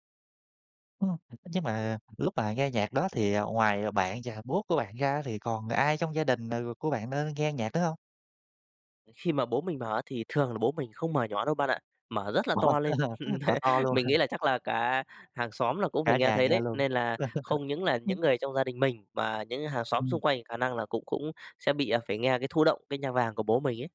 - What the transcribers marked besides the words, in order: other background noise; unintelligible speech; laugh; laughing while speaking: "hả?"; laugh; other noise
- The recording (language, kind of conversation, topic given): Vietnamese, podcast, Gia đình bạn thường nghe nhạc gì, và điều đó ảnh hưởng đến bạn như thế nào?